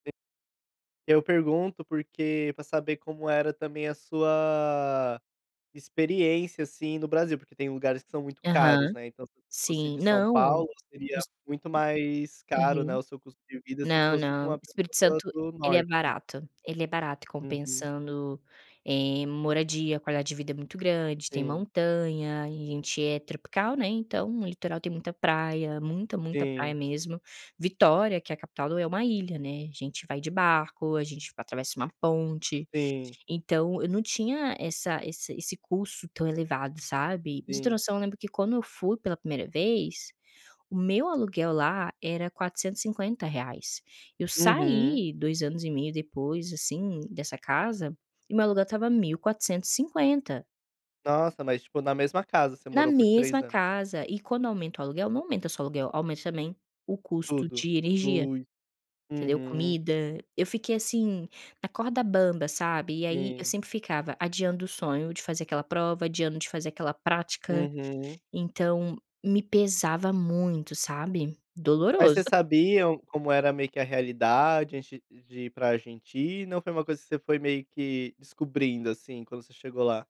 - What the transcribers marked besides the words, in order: other background noise; drawn out: "sua"; tapping
- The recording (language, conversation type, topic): Portuguese, podcast, Como você decidiu adiar um sonho para colocar as contas em dia?